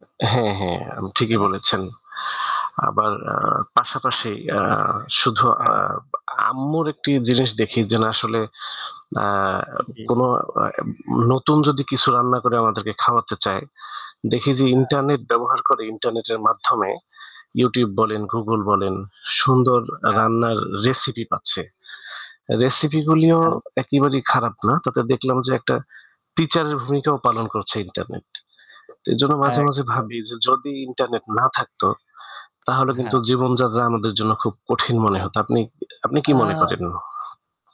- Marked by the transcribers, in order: static; distorted speech; other background noise
- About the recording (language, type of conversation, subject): Bengali, unstructured, ইন্টারনেট ছাড়া জীবন কেমন হতে পারে?